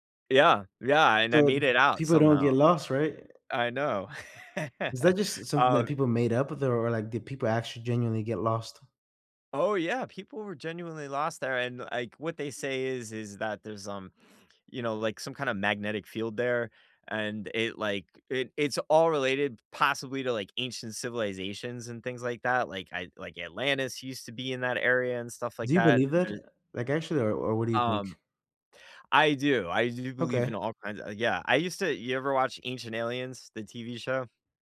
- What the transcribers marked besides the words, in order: other background noise; tapping; chuckle
- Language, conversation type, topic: English, unstructured, What is your dream travel destination, and why is it meaningful to you?
- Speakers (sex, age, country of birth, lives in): male, 25-29, United States, United States; male, 45-49, United States, United States